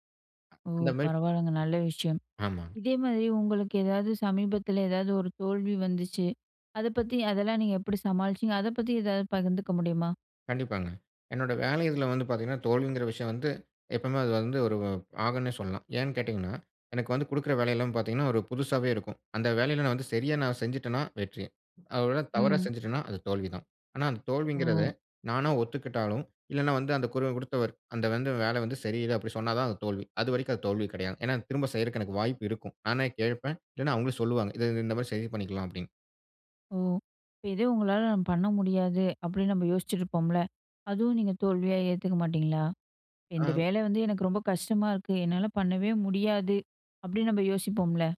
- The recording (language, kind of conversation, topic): Tamil, podcast, தோல்வி வந்தால் அதை கற்றலாக மாற்ற நீங்கள் எப்படி செய்கிறீர்கள்?
- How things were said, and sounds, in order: tapping; other background noise